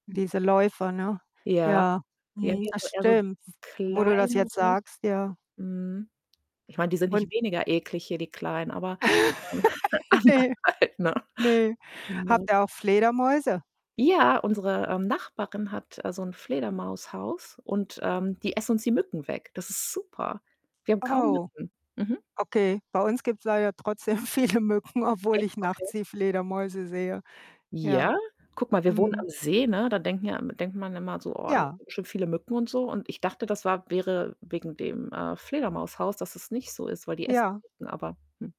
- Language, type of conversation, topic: German, unstructured, Was überrascht dich an der Tierwelt in deiner Gegend am meisten?
- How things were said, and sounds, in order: distorted speech; chuckle; laughing while speaking: "anders halt, ne?"; other background noise; laughing while speaking: "viele Mücken"